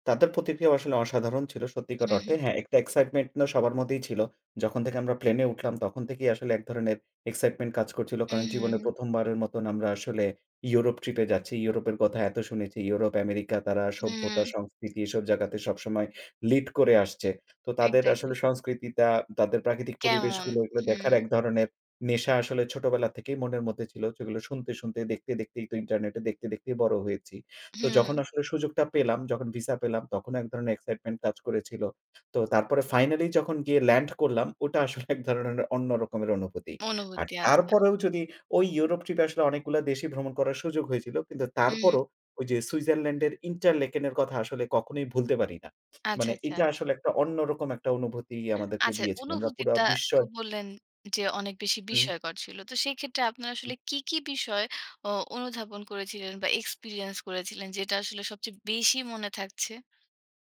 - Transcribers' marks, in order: other background noise; "সংস্কৃতিটা" said as "সংস্কৃতিতা"; laughing while speaking: "আসলে এক ধরনের"; tapping
- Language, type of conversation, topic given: Bengali, podcast, কোন জায়গায় গিয়ে আপনার সবচেয়ে বেশি বিস্ময় হয়েছিল?